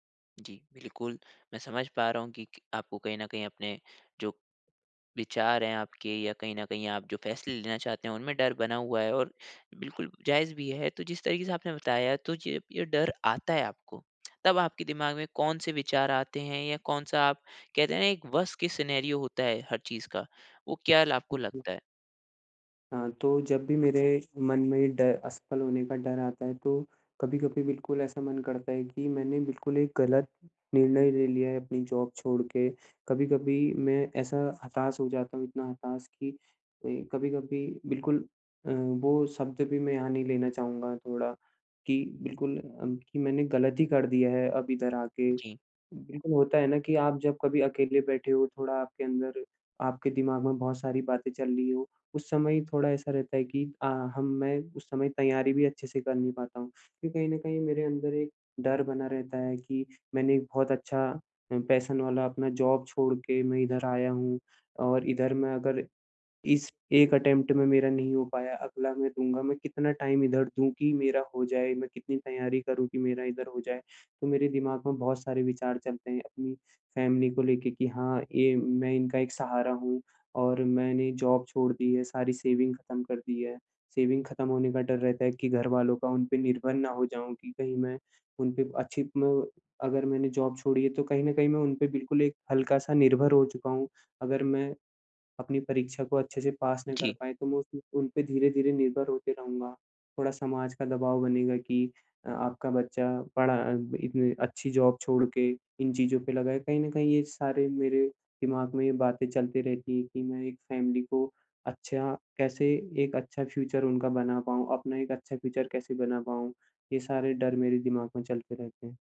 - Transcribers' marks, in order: in English: "वर्स्ट केस सिनेरियो"; unintelligible speech; in English: "जॉब"; tapping; in English: "पैशन"; in English: "जॉब"; in English: "अटेम्प्ट"; in English: "टाइम"; in English: "फ़ैमिली"; in English: "जॉब"; in English: "सेविंग"; in English: "सेविंग"; in English: "जॉब"; in English: "जॉब"; in English: "फ़ैमिली"; in English: "फ्यूचर"; in English: "फ्यूचर"
- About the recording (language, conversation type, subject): Hindi, advice, असफलता का डर मेरा आत्मविश्वास घटा रहा है और मुझे पहला कदम उठाने से रोक रहा है—मैं क्या करूँ?